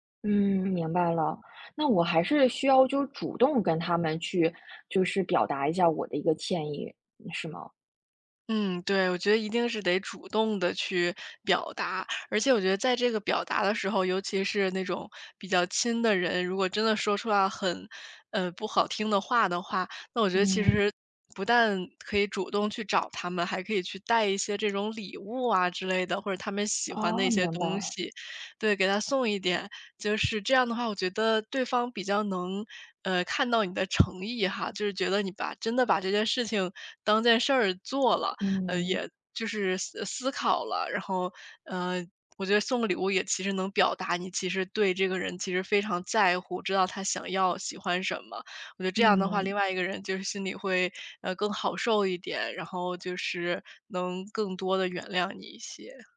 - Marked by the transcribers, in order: tapping
- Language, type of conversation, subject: Chinese, advice, 我经常用生气来解决问题，事后总是后悔，该怎么办？